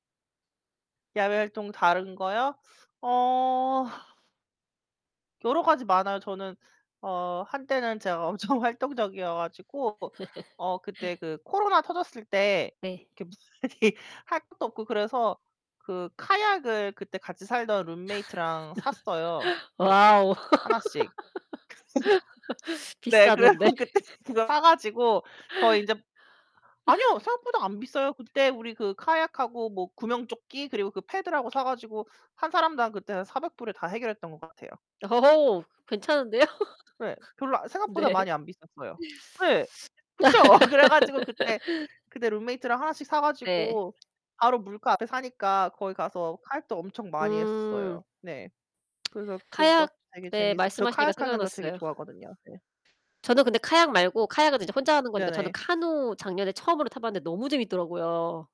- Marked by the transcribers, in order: laughing while speaking: "엄청"; laugh; distorted speech; unintelligible speech; laugh; laughing while speaking: "그래서 그때 그거"; laugh; laugh; tapping; laughing while speaking: "괜찮은데요? 네"; laugh; laugh; other background noise
- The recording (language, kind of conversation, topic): Korean, unstructured, 주말에 하루를 보낸다면 집에서 쉬는 것과 야외 활동 중 무엇을 선택하시겠습니까?